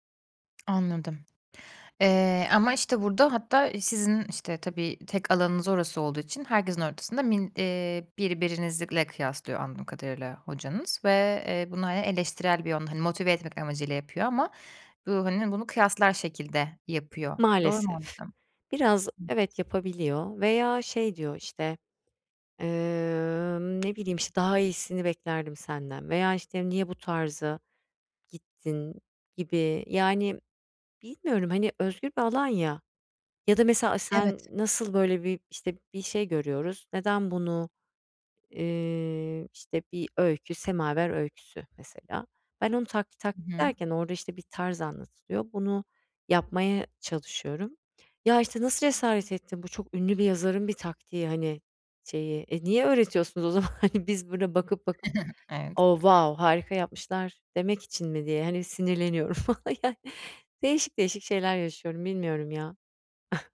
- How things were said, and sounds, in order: lip smack; other background noise; laughing while speaking: "o zaman, hani"; chuckle; in English: "wow"; laughing while speaking: "falan, yani"; chuckle
- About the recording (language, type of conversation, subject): Turkish, advice, Mükemmeliyetçilik ve kıyaslama hobilerimi engelliyorsa bunu nasıl aşabilirim?